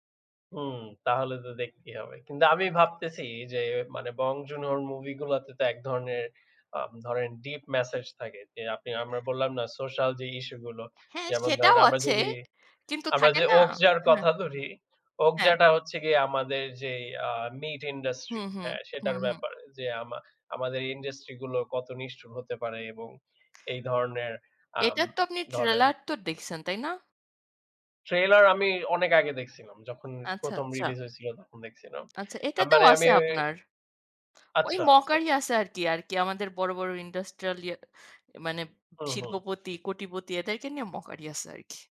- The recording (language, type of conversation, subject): Bengali, unstructured, কোন ধরনের সিনেমা দেখলে আপনি সবচেয়ে বেশি আনন্দ পান?
- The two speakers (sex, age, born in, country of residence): female, 25-29, Bangladesh, Bangladesh; male, 25-29, Bangladesh, Bangladesh
- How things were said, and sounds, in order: other background noise